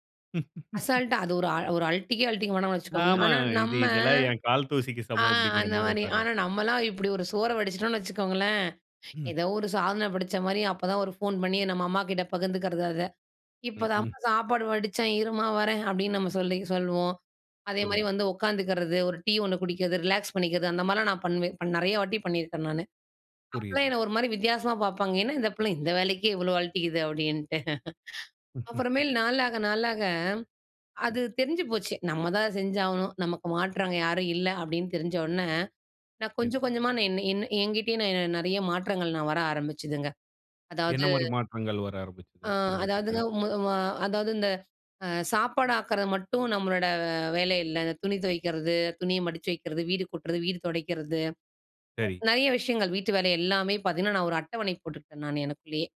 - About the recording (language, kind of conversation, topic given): Tamil, podcast, வேலைகள் தானாகச் செய்யப்படும்போது என்ன மாற்றங்கள் ஏற்படலாம்?
- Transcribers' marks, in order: laugh; other background noise; tapping; chuckle; other noise; unintelligible speech; drawn out: "நம்மளோட"